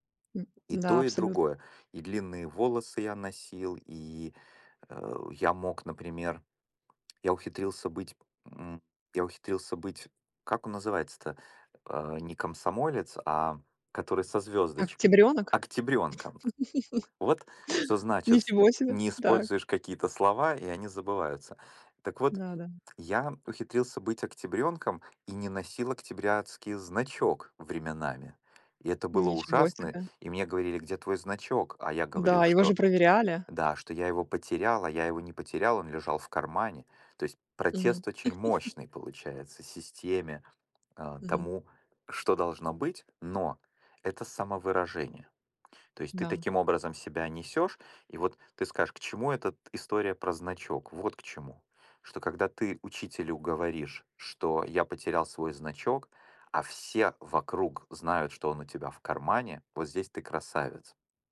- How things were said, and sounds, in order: other background noise; lip smack; laugh; chuckle
- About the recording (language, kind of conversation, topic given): Russian, podcast, Что для тебя важнее: комфорт или самовыражение?
- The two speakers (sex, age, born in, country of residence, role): female, 40-44, Russia, Italy, host; male, 45-49, Ukraine, United States, guest